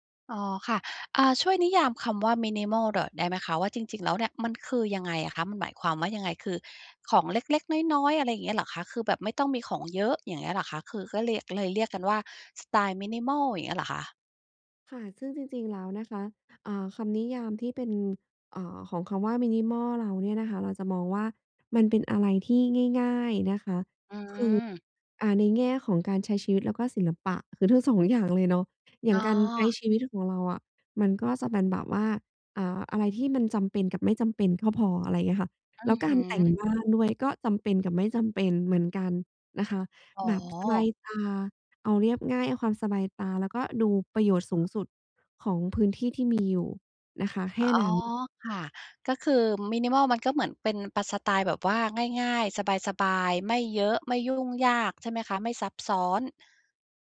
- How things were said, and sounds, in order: in English: "minimal"; in English: "minimal"; in English: "minimal"; other background noise; in English: "minimal"
- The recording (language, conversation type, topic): Thai, podcast, การแต่งบ้านสไตล์มินิมอลช่วยให้ชีวิตประจำวันของคุณดีขึ้นอย่างไรบ้าง?
- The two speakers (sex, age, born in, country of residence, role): female, 35-39, Thailand, Thailand, guest; female, 50-54, United States, United States, host